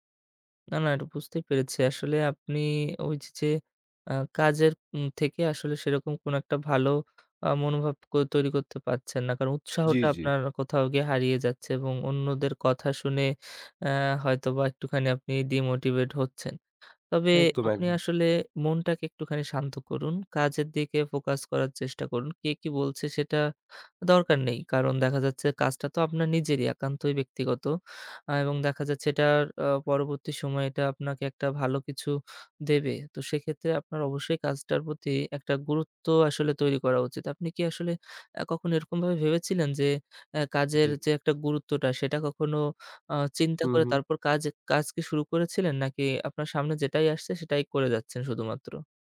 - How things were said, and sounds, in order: in English: "ডিমোটিভেট"; tapping
- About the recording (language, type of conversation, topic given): Bengali, advice, আধ-সম্পন্ন কাজগুলো জমে থাকে, শেষ করার সময়ই পাই না